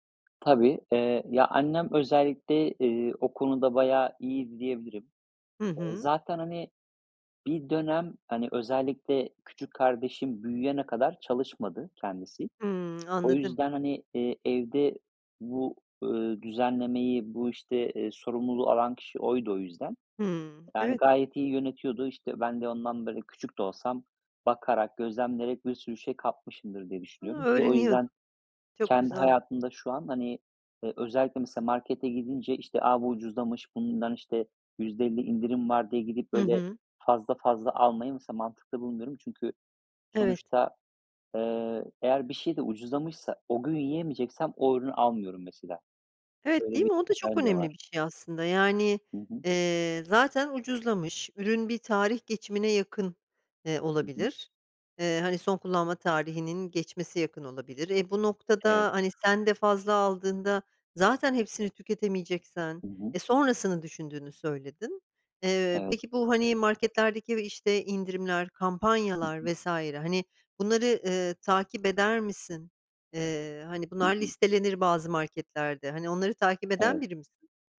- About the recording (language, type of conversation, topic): Turkish, podcast, Gıda israfını azaltmanın en etkili yolları hangileridir?
- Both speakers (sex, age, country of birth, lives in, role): female, 45-49, Turkey, United States, host; male, 35-39, Turkey, Spain, guest
- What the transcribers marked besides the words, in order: tapping; other background noise; unintelligible speech